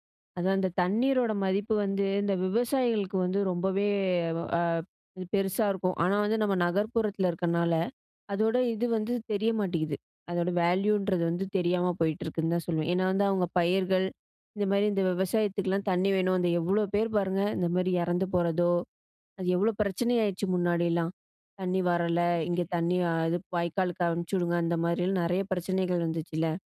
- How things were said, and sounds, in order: other noise; other background noise; unintelligible speech
- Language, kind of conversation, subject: Tamil, podcast, நீர் சேமிப்பதற்கான எளிய வழிகள் என்ன?